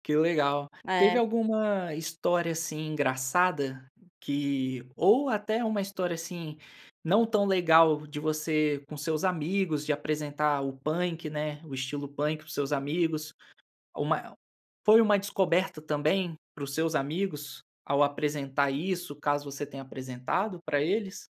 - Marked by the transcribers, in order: tapping
- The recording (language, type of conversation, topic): Portuguese, podcast, Como você descobre música nova hoje em dia?